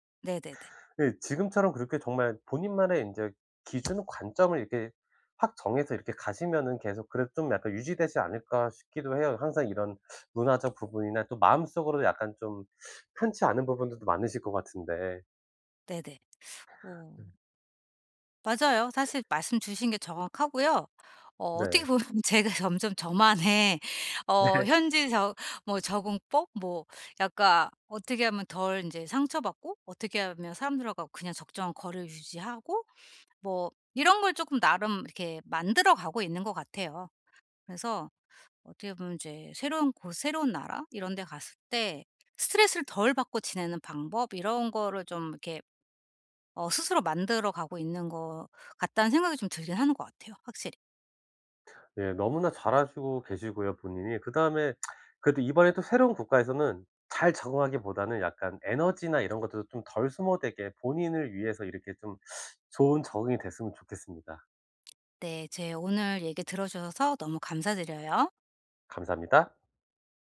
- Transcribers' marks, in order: tapping; other background noise; teeth sucking; laughing while speaking: "보면"; laughing while speaking: "저만의"; laughing while speaking: "네"; lip smack
- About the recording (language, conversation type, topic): Korean, advice, 새로운 나라에서 언어 장벽과 문화 차이에 어떻게 잘 적응할 수 있나요?